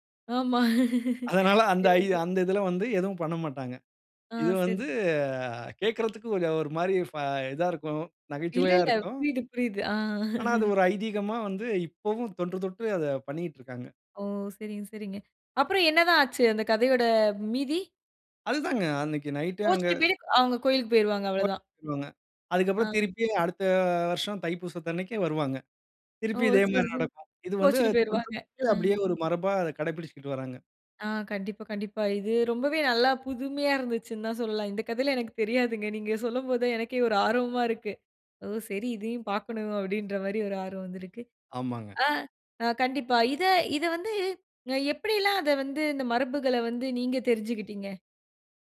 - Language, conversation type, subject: Tamil, podcast, பண்டிகை நாட்களில் நீங்கள் பின்பற்றும் தனிச்சிறப்பு கொண்ட மரபுகள் என்னென்ன?
- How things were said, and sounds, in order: laughing while speaking: "ஆமா. சரியா சொன்"; chuckle; laugh; laughing while speaking: "ஓ! சரிங்க, சரிங்க. அப்புறம் என்னதான் ஆச்சு அந்த கதையோட மீதி"; unintelligible speech; laughing while speaking: "இருந்துச்சுன்னு தான் சொல்லலாம். இந்த கதையிலாம் … வந்து நீங்க தெரிஞ்சுக்கிட்டீங்க"